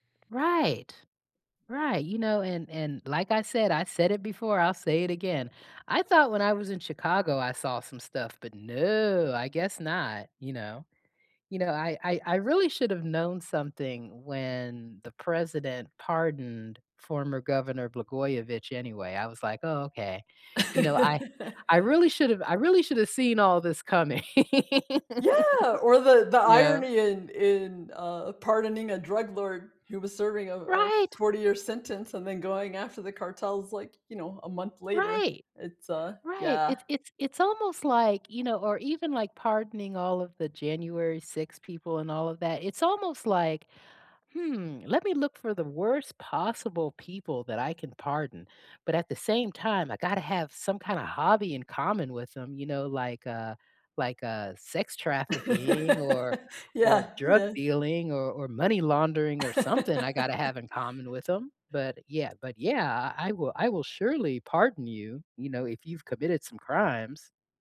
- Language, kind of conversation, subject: English, unstructured, Why do some people believe that politics is full of corruption?
- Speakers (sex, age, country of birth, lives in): female, 45-49, United States, United States; female, 55-59, United States, United States
- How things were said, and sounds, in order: drawn out: "no"; laugh; laughing while speaking: "coming"; chuckle; laugh; laughing while speaking: "Yeah"; laugh